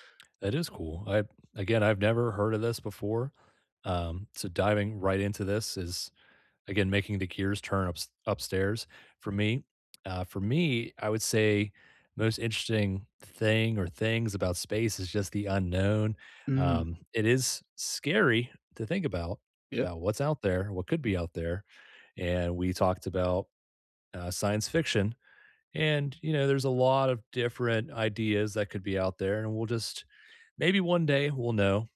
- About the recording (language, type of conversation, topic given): English, unstructured, What do you find most interesting about space?
- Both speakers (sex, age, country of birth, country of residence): male, 30-34, United States, United States; male, 30-34, United States, United States
- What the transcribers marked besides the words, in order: none